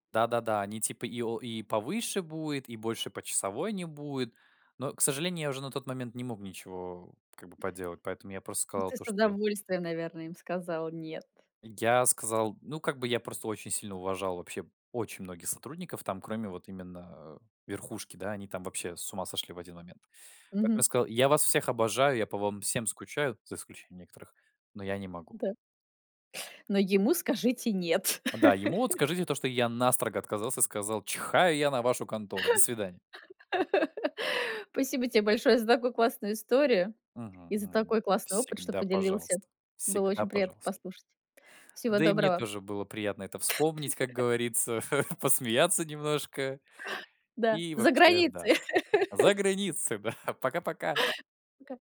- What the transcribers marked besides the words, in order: tapping; other background noise; laugh; laugh; laugh; chuckle; laugh
- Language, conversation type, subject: Russian, podcast, Как выстроить границы между удалённой работой и личным временем?